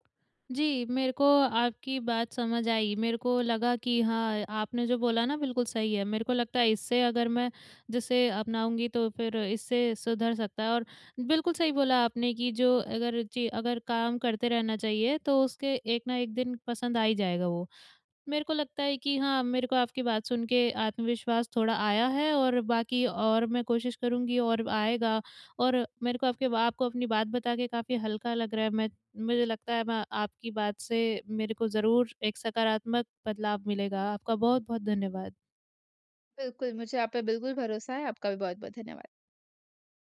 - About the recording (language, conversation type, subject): Hindi, advice, असफलता का डर और आत्म-संदेह
- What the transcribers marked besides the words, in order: none